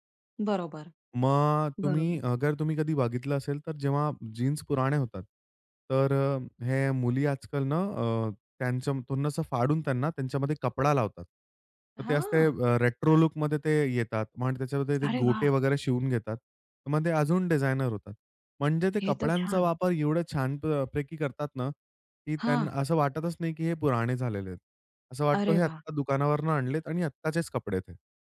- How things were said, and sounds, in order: tapping
- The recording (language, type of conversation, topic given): Marathi, podcast, जुन्या कपड्यांना नवीन रूप देण्यासाठी तुम्ही काय करता?